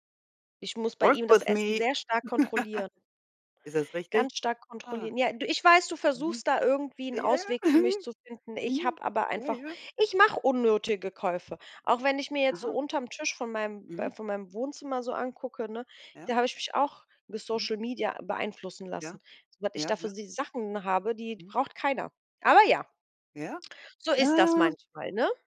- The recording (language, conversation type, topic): German, unstructured, Wie beeinflussen soziale Medien unser tägliches Leben?
- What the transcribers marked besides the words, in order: in English: "work with me"; chuckle; laughing while speaking: "Mhm. Hm"; drawn out: "Ah"